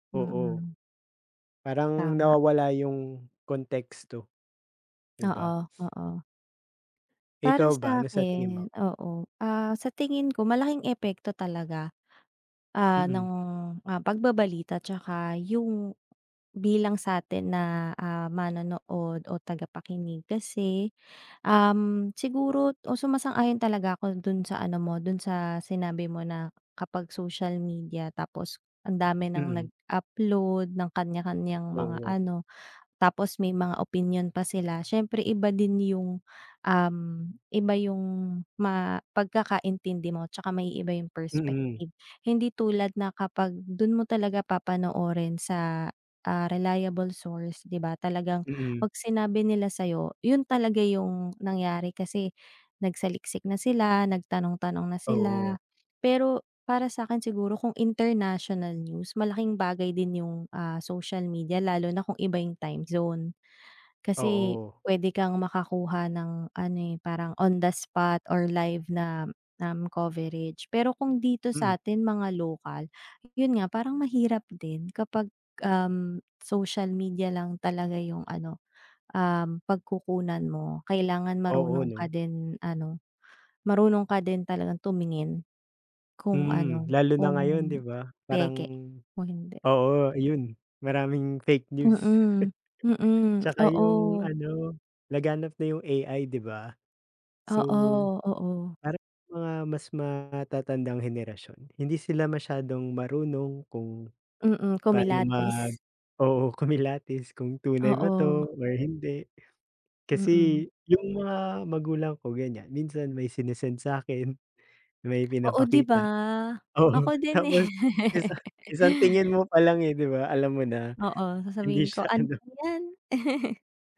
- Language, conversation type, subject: Filipino, unstructured, Ano ang mga epekto ng midyang panlipunan sa balita ngayon?
- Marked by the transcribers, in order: sniff; in English: "reliable source"; in English: "international news"; in English: "on the spot or live"; chuckle; laugh; laughing while speaking: "hindi siya ano"; chuckle